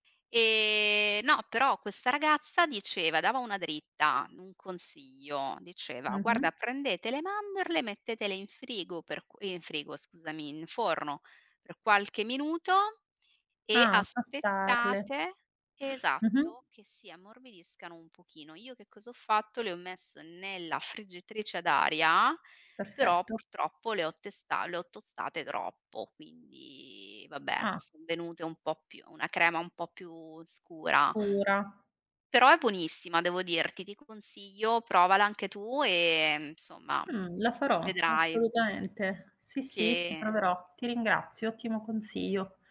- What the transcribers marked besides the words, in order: drawn out: "E"; sniff; drawn out: "quindi"; "insomma" said as "nsomma"
- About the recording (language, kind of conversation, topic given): Italian, unstructured, Hai mai partecipato a un corso di cucina e com’è stata la tua esperienza?